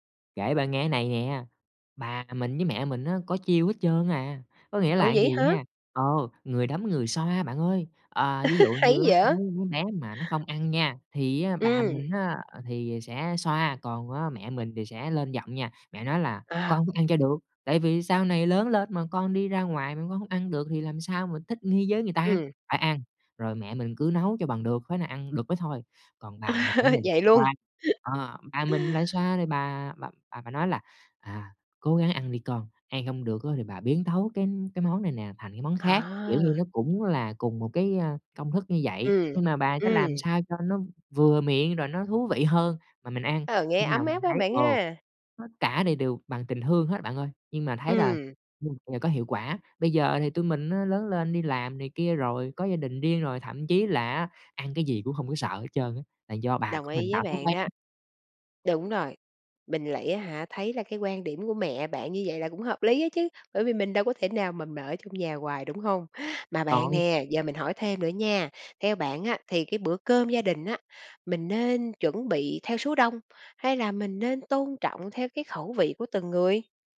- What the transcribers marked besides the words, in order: tapping; laugh; laugh
- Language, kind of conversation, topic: Vietnamese, podcast, Bạn thường tổ chức bữa cơm gia đình như thế nào?